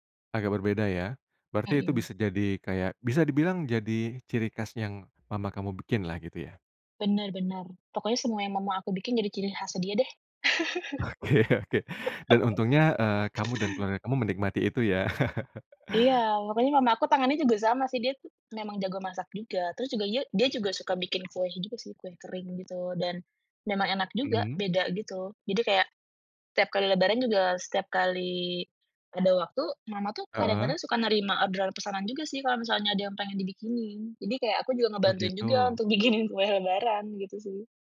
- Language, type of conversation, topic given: Indonesian, podcast, Makanan warisan keluarga apa yang selalu kamu rindukan?
- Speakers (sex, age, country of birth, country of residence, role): female, 35-39, Indonesia, Indonesia, guest; male, 35-39, Indonesia, Indonesia, host
- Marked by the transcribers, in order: laughing while speaking: "Oke oke"; chuckle; laugh; tapping; laugh; laugh; other background noise; laughing while speaking: "bikinin"